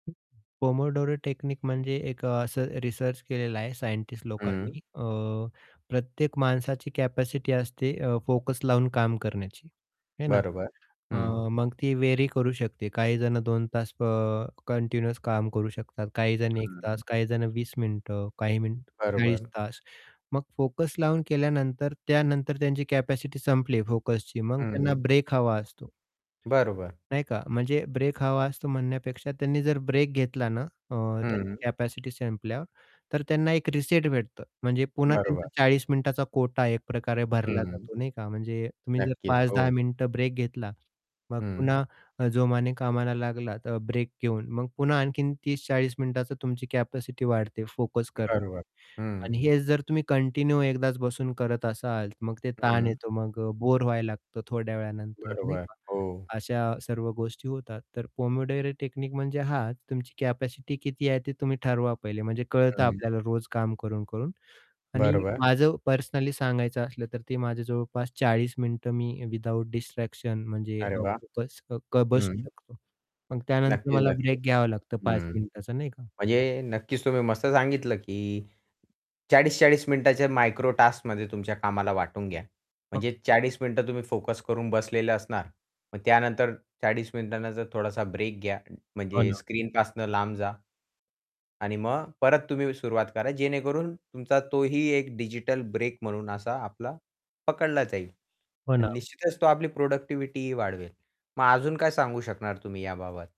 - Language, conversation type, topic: Marathi, podcast, डिजिटल ब्रेक कधी घ्यावा आणि किती वेळा घ्यावा?
- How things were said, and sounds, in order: static; other noise; other background noise; in English: "कंटिन्यू"; distorted speech; in English: "कंटिन्यू"; in English: "प्रोडक्टिव्हिटीही"